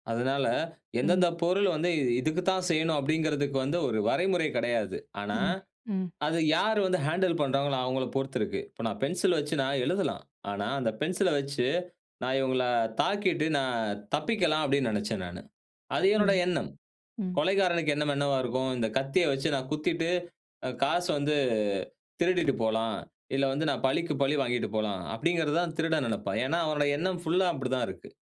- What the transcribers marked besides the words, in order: in English: "ஹேண்டில்"
- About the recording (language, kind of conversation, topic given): Tamil, podcast, ஒருவரின் மனதைக் கவரும் கதையை உருவாக்க நீங்கள் எந்த கூறுகளைச் சேர்ப்பீர்கள்?